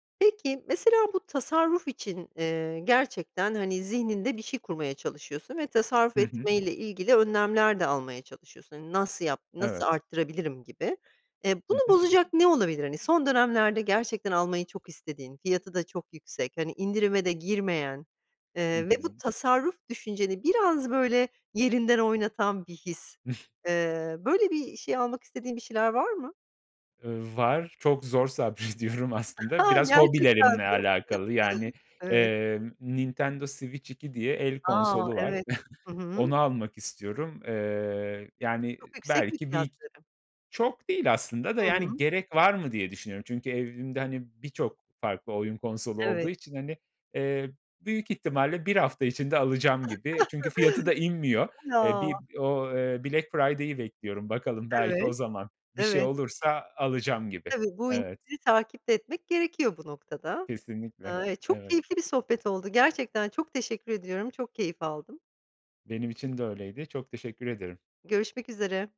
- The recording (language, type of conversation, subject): Turkish, podcast, Evde para tasarrufu için neler yapıyorsunuz?
- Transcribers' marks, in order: other background noise; chuckle; laughing while speaking: "sabrediyorum"; laughing while speaking: "Ha"; chuckle; chuckle; chuckle; in English: "Black Friday'i"